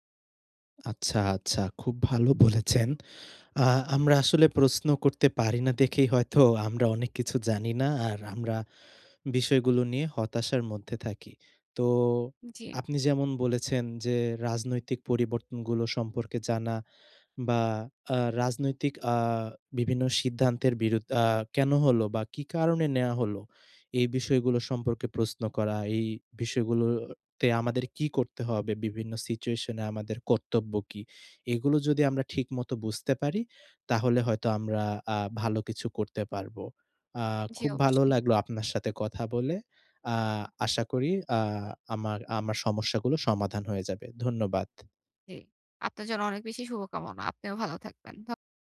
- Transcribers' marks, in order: none
- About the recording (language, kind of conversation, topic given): Bengali, advice, বৈশ্বিক সংকট বা রাজনৈতিক পরিবর্তনে ভবিষ্যৎ নিয়ে আপনার উদ্বেগ কী?